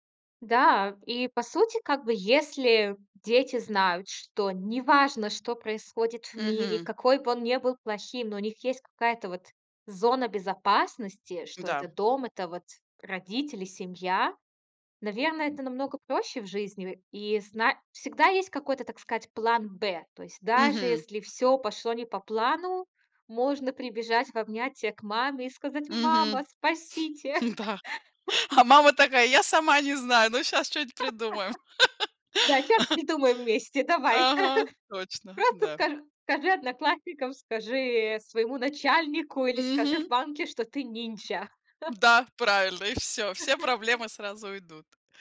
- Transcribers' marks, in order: tapping; other background noise; "объятия" said as "обнятия"; laughing while speaking: "М-да"; chuckle; laugh; chuckle; laugh; other noise; chuckle
- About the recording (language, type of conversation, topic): Russian, podcast, Как ты выстраиваешь доверие в разговоре?